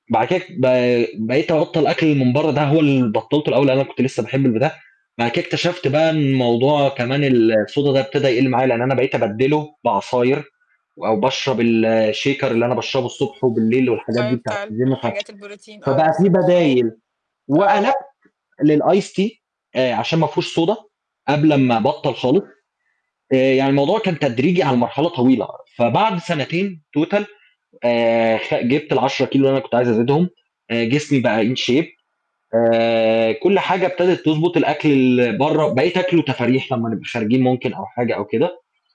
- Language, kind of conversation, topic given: Arabic, unstructured, إيه رأيك في إن الواحد ياكل وجبات جاهزة باستمرار؟
- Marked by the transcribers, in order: in English: "الSoda"; in English: "الShaker"; static; in English: "الGym"; in English: "للIce tea"; in English: "Soda"; in English: "Total"; in English: "In shape"